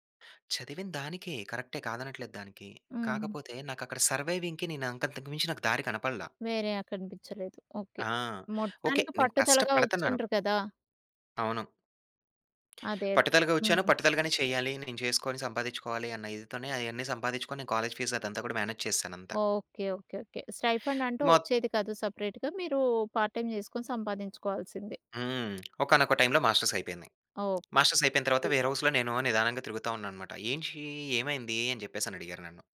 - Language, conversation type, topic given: Telugu, podcast, నీవు అనుకున్న దారిని వదిలి కొత్త దారిని ఎప్పుడు ఎంచుకున్నావు?
- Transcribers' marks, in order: in English: "సర్వైవింగ్‌కి"; in English: "ఫీజ్"; in English: "మేనేజ్"; in English: "స్టైఫండ్"; in English: "సెపరేట్‌గా"; in English: "పార్ట్ టైమ్"; tongue click; in English: "మాస్టర్స్"; in English: "మాస్టర్స్"; in English: "వేర్ హౌస్‌లో"